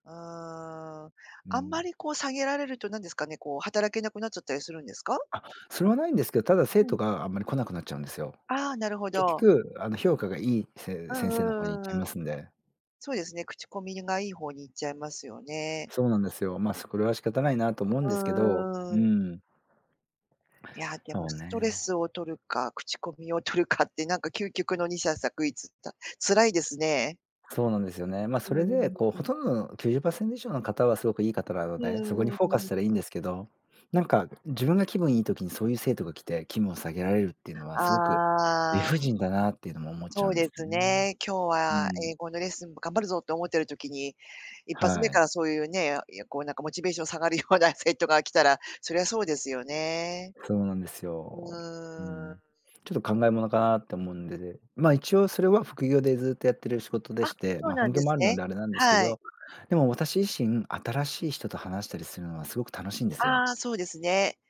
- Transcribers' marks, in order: laughing while speaking: "取るかって"; laughing while speaking: "下がるような"
- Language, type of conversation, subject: Japanese, advice, 職場で本音を言えず萎縮していることについて、どのように感じていますか？